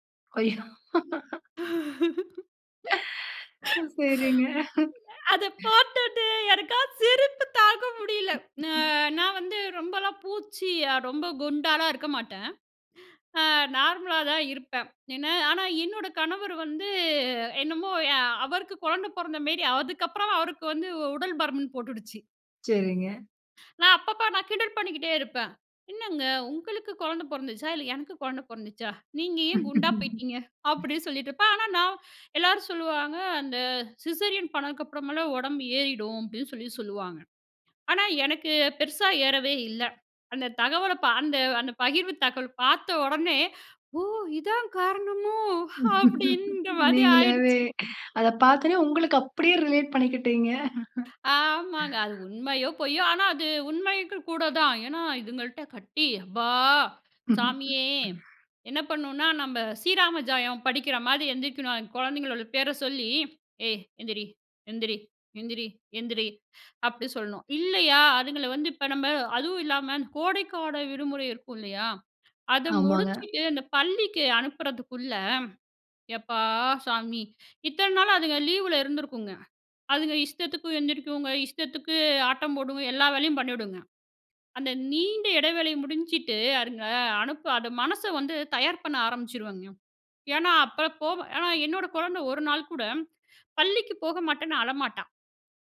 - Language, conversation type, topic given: Tamil, podcast, குழந்தைகளை பள்ளிக்குச் செல்ல நீங்கள் எப்படி தயார் செய்கிறீர்கள்?
- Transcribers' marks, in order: laugh; inhale; laughing while speaking: "அத பாத்துட்டு எனக்கா, சிரிப்பு தாங்க முடியல"; inhale; laughing while speaking: "ஒ, சரிங்க"; chuckle; inhale; other background noise; inhale; drawn out: "வந்து"; laugh; other noise; in English: "சிசேரியன்"; laughing while speaking: "நீங்களாவே"; laughing while speaking: "அப்படீன்ற மாதி ஆயிடுச்சு"; "மாதிரி" said as "மாதி"; in English: "ரிலேட்"; drawn out: "ஆமாங்க!"; laugh; drawn out: "அப்பா! சாமியே!"; laugh